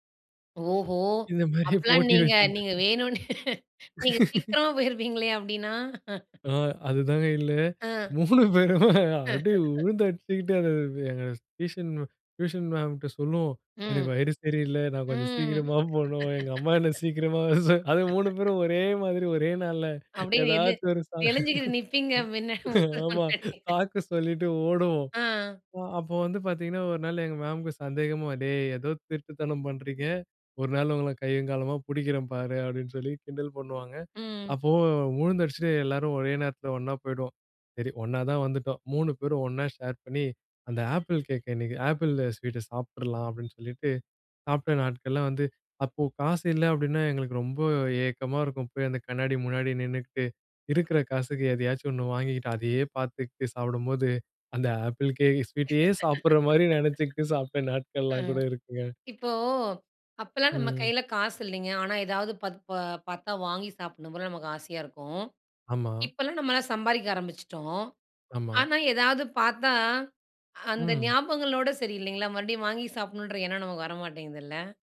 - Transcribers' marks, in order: laughing while speaking: "இந்த மாரி போட்டி வச்"; laughing while speaking: "நீங்க, நீங்க வேணும்னு நீங்க சீக்கிரம் போயிருப்பீங்களே அப்டின்னா?"; unintelligible speech; laugh; laughing while speaking: "அ. அதுதாங்க இல்ல. மூணு பேரு … சாக்கு சொல்லிட்டு ஓடுவோம்"; chuckle; laugh; laughing while speaking: "நெளு நெளிஞ்சுகிட்டு நிப்பீங்க. மின்ன மிஸ் முன்னாடி"; in English: "ஷேர்"; horn; other noise; laugh
- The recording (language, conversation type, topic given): Tamil, podcast, ஒரு தெருவோர உணவுக் கடை அருகே சில நிமிடங்கள் நின்றபோது உங்களுக்குப் பிடித்ததாக இருந்த அனுபவத்தைப் பகிர முடியுமா?